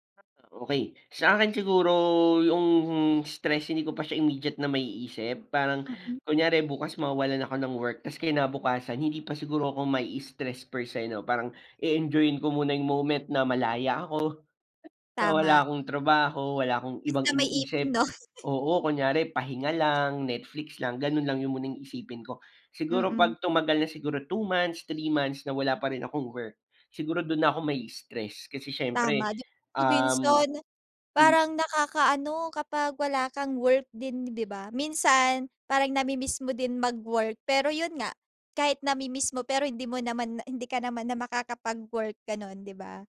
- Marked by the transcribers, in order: in Latin: "per se"; other background noise; chuckle
- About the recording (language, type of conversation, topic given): Filipino, unstructured, Ano ang gagawin mo kung bigla kang mawalan ng trabaho bukas?